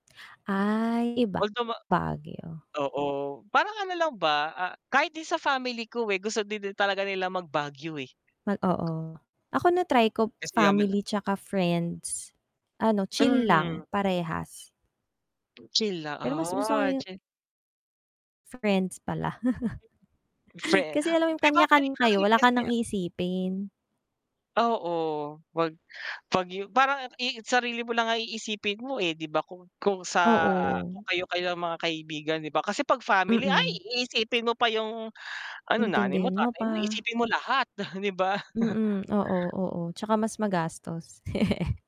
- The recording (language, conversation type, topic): Filipino, unstructured, Ano ang pinakatumatak na karanasan mo kasama ang mga kaibigan?
- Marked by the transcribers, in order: distorted speech; static; unintelligible speech; laugh; chuckle; laugh